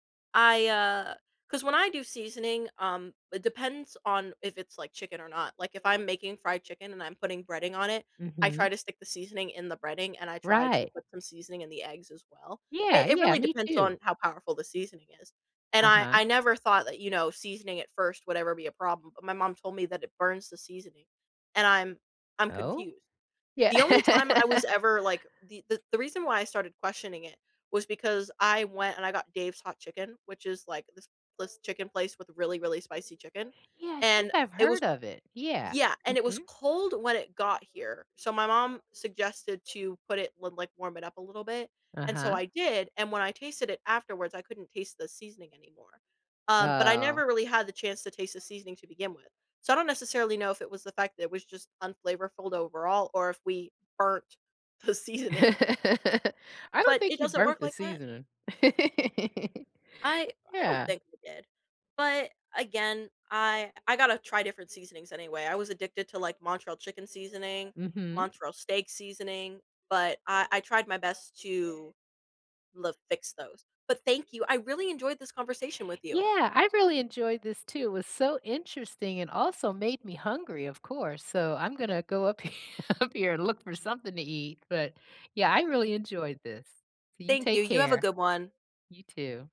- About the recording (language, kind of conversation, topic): English, unstructured, What’s a story from your past involving food that you now find gross?
- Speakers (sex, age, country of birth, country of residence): female, 18-19, United States, United States; female, 55-59, United States, United States
- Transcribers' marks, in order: laughing while speaking: "Yeah"; laugh; background speech; drawn out: "Oh"; laughing while speaking: "the seasoning"; laugh; laugh; laughing while speaking: "he"